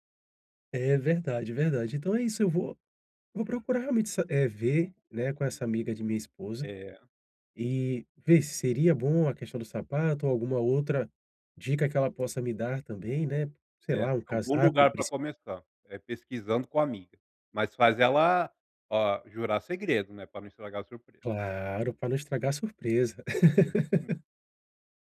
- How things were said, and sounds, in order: tapping; laugh
- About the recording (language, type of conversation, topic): Portuguese, advice, Como posso encontrar um presente bom e adequado para alguém?